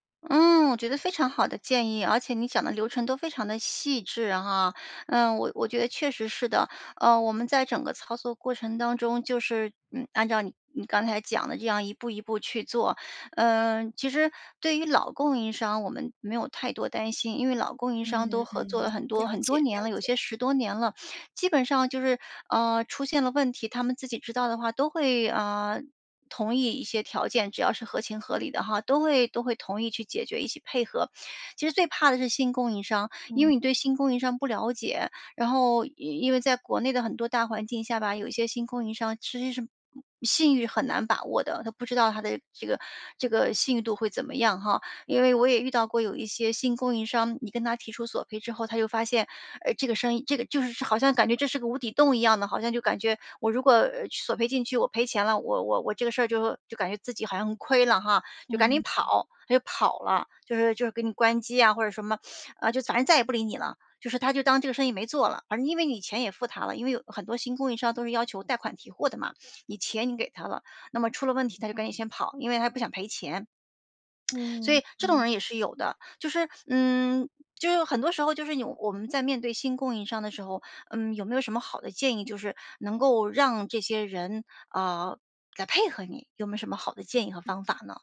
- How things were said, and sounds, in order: sniff; sniff; lip smack
- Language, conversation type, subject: Chinese, advice, 客户投诉后我该如何应对并降低公司声誉受损的风险？